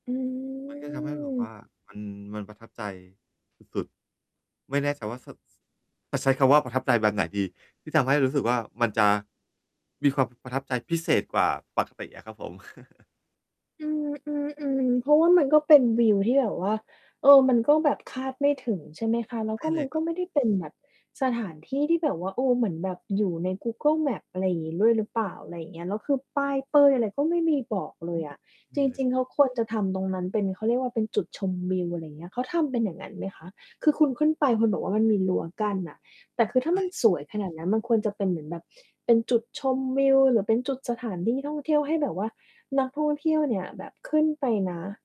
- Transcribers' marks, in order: static; chuckle; distorted speech; "ด้วย" said as "ล่วย"
- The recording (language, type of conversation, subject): Thai, podcast, คุณเคยหลงทางแล้วบังเอิญได้เจอสถานที่สวยๆ ไหม?